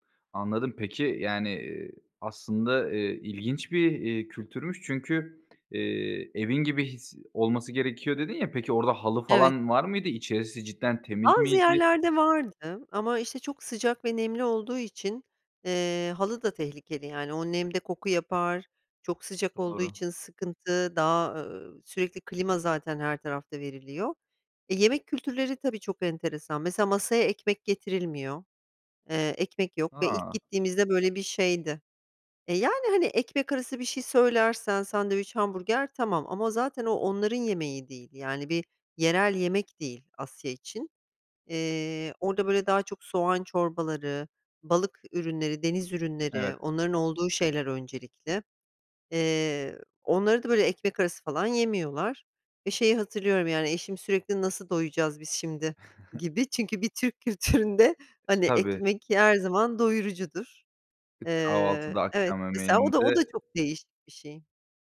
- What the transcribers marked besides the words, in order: other background noise; giggle; laughing while speaking: "kültüründe"
- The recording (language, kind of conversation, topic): Turkish, podcast, Seyahatlerinde karşılaştığın en şaşırtıcı kültürel alışkanlık neydi, anlatır mısın?